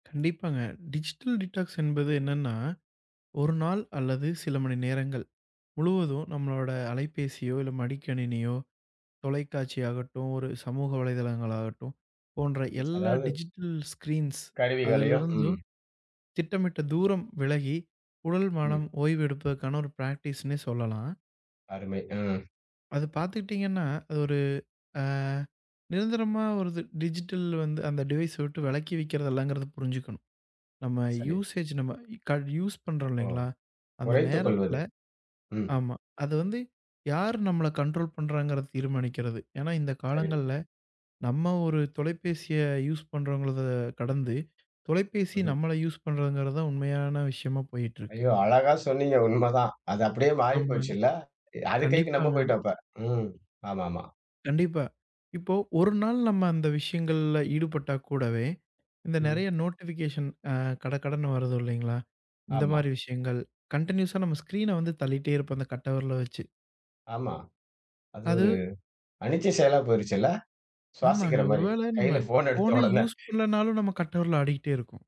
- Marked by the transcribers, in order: in English: "டிஜிட்டல் டிடாக்ஸ்"; lip smack; in English: "டிஜிட்டல் ஸ்கிரீன்ஸ்"; in English: "பிராக்டிஸ்ன்னே"; drawn out: "அ"; in English: "டிவைஸ்"; in English: "யூஸேஜ்"; in English: "யூஸ்"; in English: "கனஂடஂரோலஂ"; in English: "யூஸ்"; in English: "யூஸ்"; other noise; joyful: "ஐயோ! அழகா சொன்னீங்க. உண்மதான். அது அப்படியே மாறிப் போச்சு இல்ல"; in English: "நோட்டிபிகேஷன்"; in English: "கண்டினியூயஸா"; in English: "ஸ்கிரீன"; laughing while speaking: "கையில போன் எடுத்தவுடனே"; in English: "யூஸ்"
- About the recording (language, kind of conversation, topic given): Tamil, podcast, ஒரு நாள் மின்னணு விலகல் செய்ய வேண்டுமென்றால், உங்கள் கைப்பேசி அல்லது இணையப் பயன்பாடுகளில் முதலில் எதை நிறுத்துவீர்கள்?